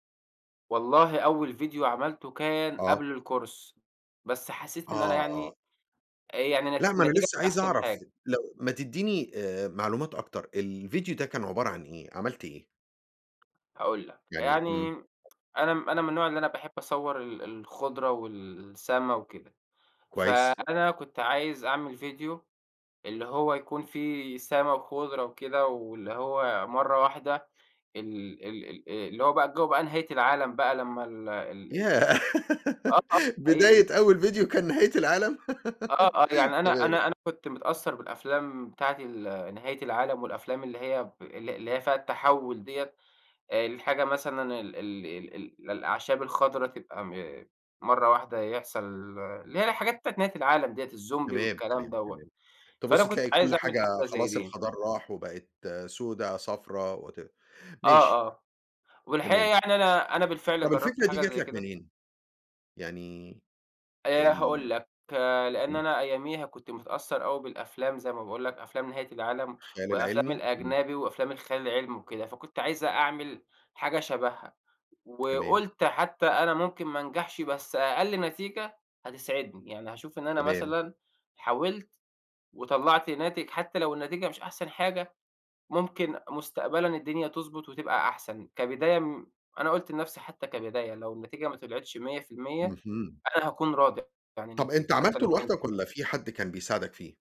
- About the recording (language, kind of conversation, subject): Arabic, podcast, إزاي اتعلمت تعمل فيديوهات وتعمل مونتاج؟
- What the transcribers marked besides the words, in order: in English: "الكورس"; tapping; tsk; other background noise; laughing while speaking: "ياه! بداية أول فيديو كان نهاية العالم! تمام"; laugh; laugh; in English: "الزومبي"